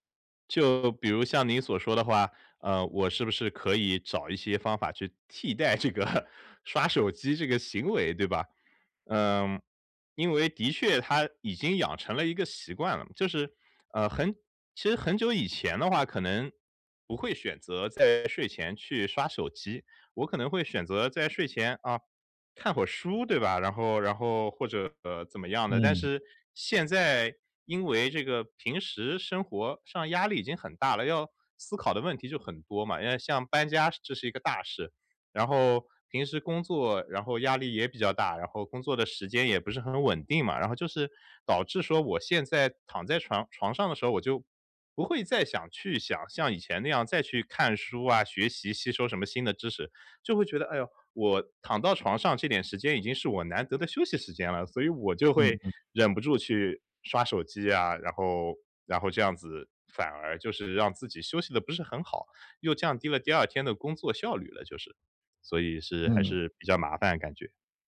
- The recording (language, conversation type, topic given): Chinese, advice, 如何建立睡前放松流程来缓解夜间焦虑并更容易入睡？
- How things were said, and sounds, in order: laughing while speaking: "个"; other background noise